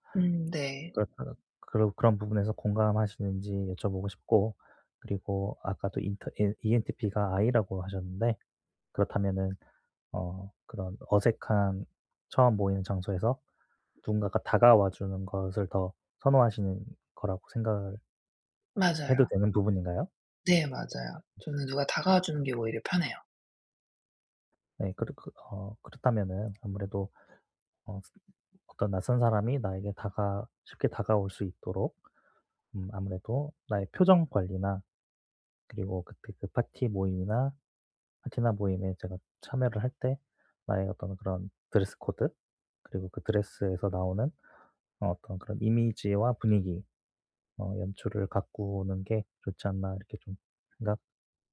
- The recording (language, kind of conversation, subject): Korean, advice, 파티나 모임에서 어색함을 자주 느끼는데 어떻게 하면 자연스럽게 어울릴 수 있을까요?
- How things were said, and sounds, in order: other background noise